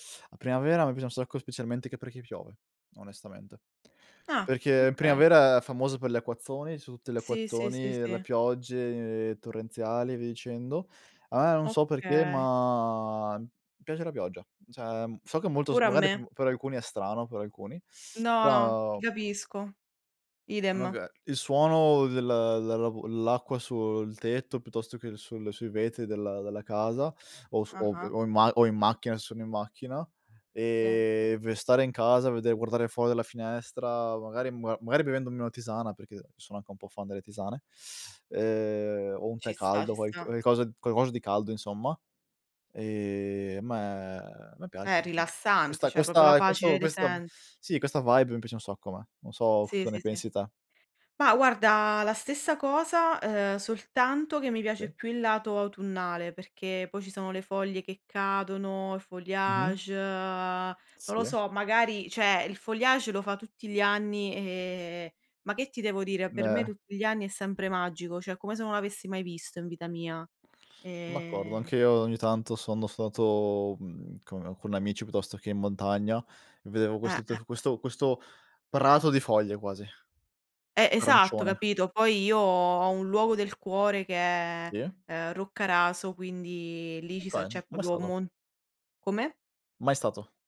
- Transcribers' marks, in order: drawn out: "ma"; tapping; other background noise; unintelligible speech; unintelligible speech; in English: "vibe"; in French: "feuillage"; in French: "feuillage"; drawn out: "Ehm"; "cioè" said as "ceh"
- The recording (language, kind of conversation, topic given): Italian, unstructured, Che cosa ti piace di più del cambio delle stagioni?